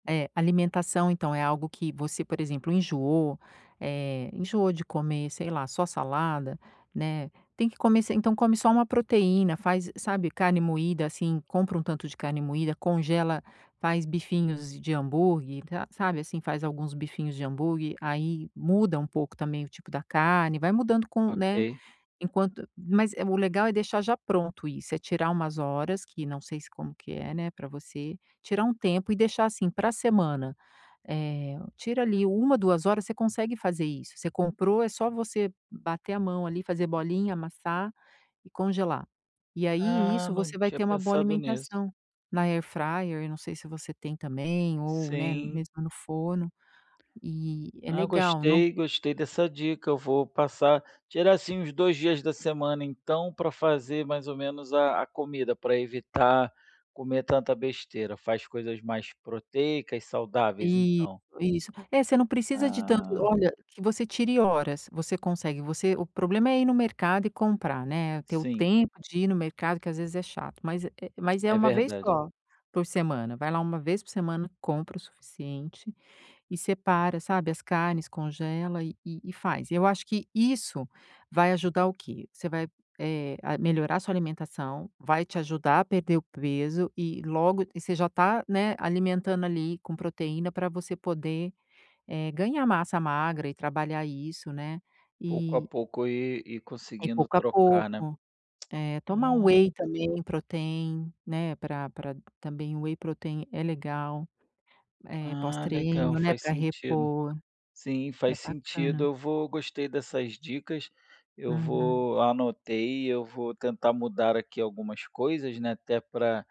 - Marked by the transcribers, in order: tapping
- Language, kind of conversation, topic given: Portuguese, advice, Como lidar com a frustração quando o progresso é muito lento?